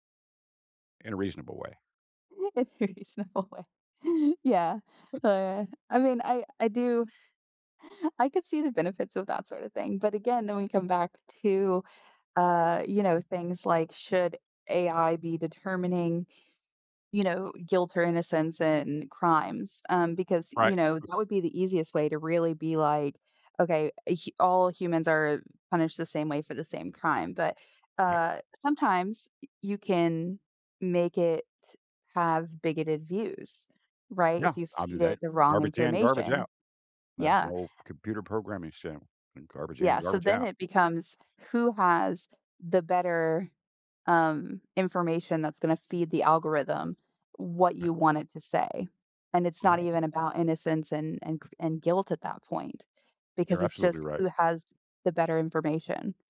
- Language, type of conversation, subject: English, unstructured, What happens when science is used to harm people?
- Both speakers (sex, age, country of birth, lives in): female, 35-39, Germany, United States; male, 55-59, United States, United States
- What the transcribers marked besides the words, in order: laughing while speaking: "In a reasonable way"; other noise